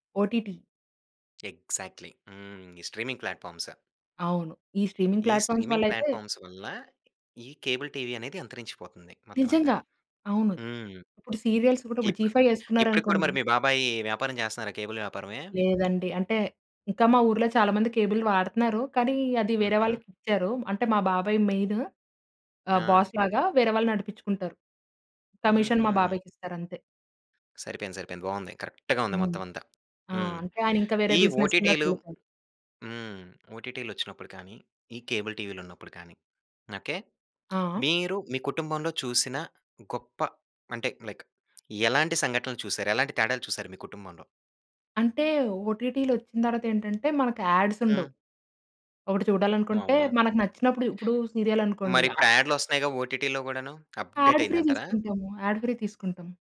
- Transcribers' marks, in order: in English: "ఓటీటీ"; tapping; in English: "ఎక్సా‌క్ట్‌లీ"; in English: "స్ట్రీమింగ్ ప్లాట్‌ఫార్మ్స్"; in English: "స్ట్రీమింగ్ ప్లాట్‌ఫార్మ్స్"; in English: "స్ట్రీమింగ్ ప్లాట్‌ఫార్మ్స్"; in English: "కేబుల్ టీవీ"; in English: "సీరియల్స్"; in English: "జీ 5"; in English: "కేబుల్"; in English: "కేబుల్"; in English: "మెయిన్"; in English: "బాస్"; in English: "కమిషన్"; in English: "కరెక్ట్‌గా"; stressed: "కరెక్ట్‌గా"; in English: "కేబుల్"; in English: "లైక్"; in English: "యాడ్స్"; other background noise; in English: "ఓటీటీలో"; in English: "అప్డేట్"; in English: "యాడ్ ఫ్రీ"; in English: "యాడ్ ఫ్రీ"
- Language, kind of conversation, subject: Telugu, podcast, స్ట్రీమింగ్ సేవలు కేబుల్ టీవీకన్నా మీకు బాగా నచ్చేవి ఏవి, ఎందుకు?